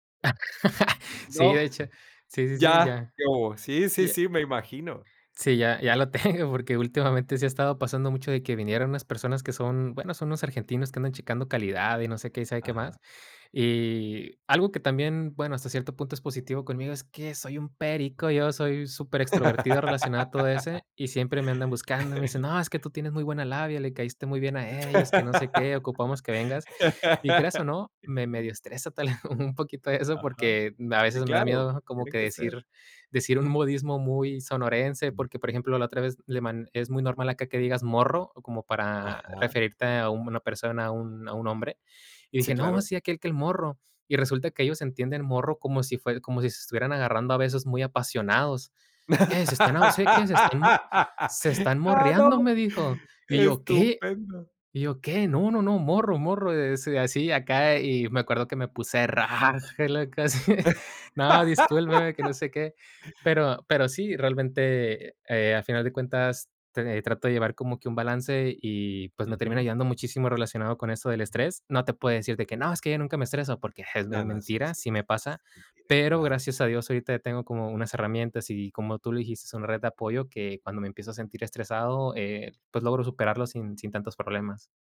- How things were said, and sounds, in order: laugh; laughing while speaking: "tengo"; laugh; laugh; chuckle; other noise; laugh; laughing while speaking: "Ah, no. Estupendo"; giggle; laugh
- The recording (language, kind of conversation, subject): Spanish, podcast, ¿Cuándo sabes que necesitas pedir ayuda con el estrés?